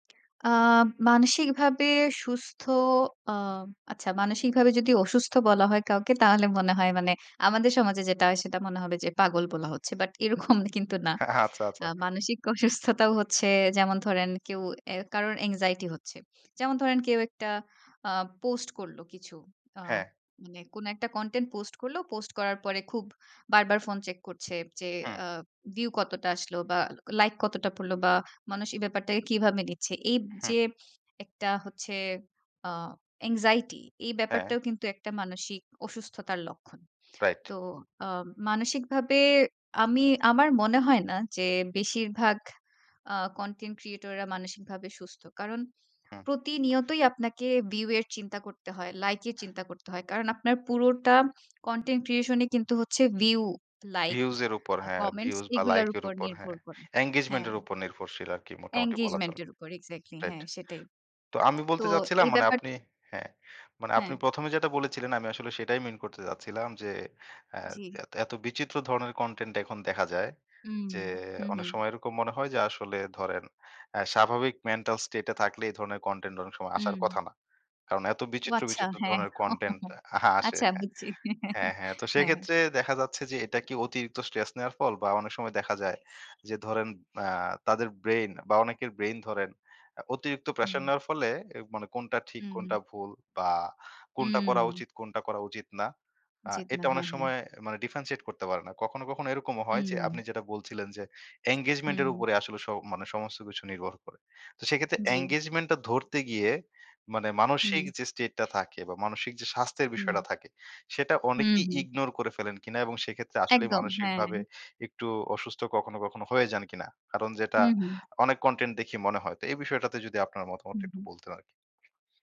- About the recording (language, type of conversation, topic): Bengali, podcast, ক্রিয়েটর হিসেবে মানসিক স্বাস্থ্য ভালো রাখতে আপনার কী কী পরামর্শ আছে?
- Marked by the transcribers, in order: lip smack; other background noise; laughing while speaking: "এরকম কিন্তু না"; laughing while speaking: "হ্যাঁ"; "আচ্ছা, আচ্ছা" said as "আচ্চা, আচ্চা"; laughing while speaking: "অসুস্থতাও"; in English: "anxiety"; in English: "anxiety"; in English: "content creation"; in English: "views"; in English: "views"; in English: "engagement"; in English: "engagement"; lip smack; in English: "mental state"; scoff; chuckle; in English: "diffentiate"; "differentiate" said as "diffentiate"; in English: "engagement"; in English: "engagement"